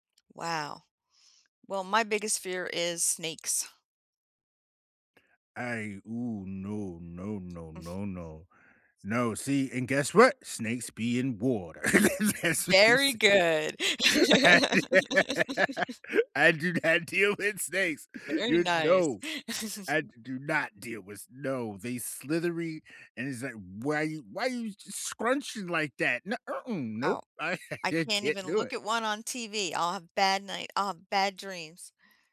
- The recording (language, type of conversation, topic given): English, unstructured, What is one small daily habit that has improved your everyday life, and how did you make it stick?
- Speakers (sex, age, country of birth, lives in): female, 60-64, United States, United States; male, 40-44, United States, United States
- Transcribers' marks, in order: tapping; other background noise; stressed: "what"; laugh; chuckle; laughing while speaking: "That's what I'm sayin I do not deal with snakes"; laugh; laugh; disgusted: "why you s scrunchin' like that? N mm-mm"; laughing while speaking: "I can't do it"